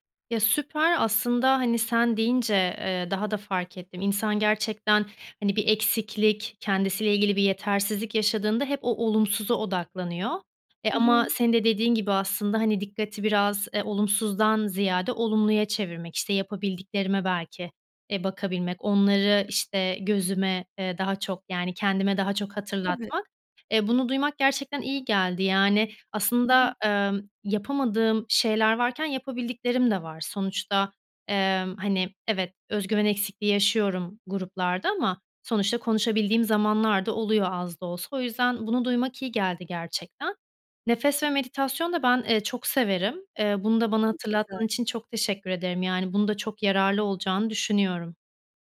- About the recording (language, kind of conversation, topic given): Turkish, advice, Topluluk önünde konuşurken neden özgüven eksikliği yaşıyorum?
- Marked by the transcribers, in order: other background noise